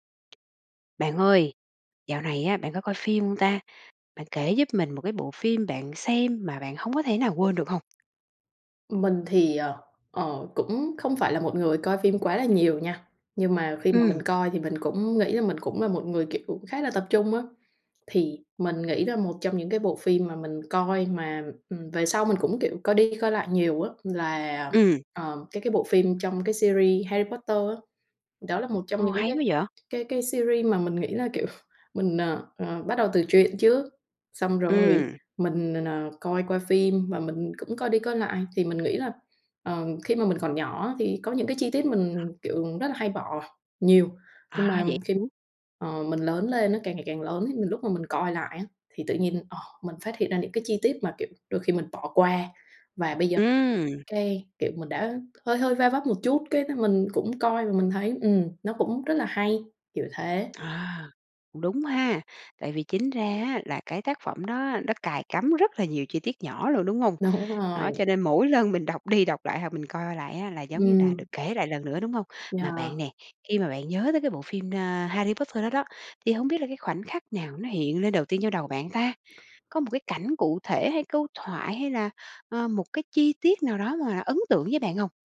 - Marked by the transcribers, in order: tapping; in English: "series"; in English: "series"; laughing while speaking: "kiểu"; other noise; unintelligible speech; laughing while speaking: "Đúng rồi"
- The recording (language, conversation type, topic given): Vietnamese, podcast, Bạn có thể kể về một bộ phim bạn đã xem mà không thể quên được không?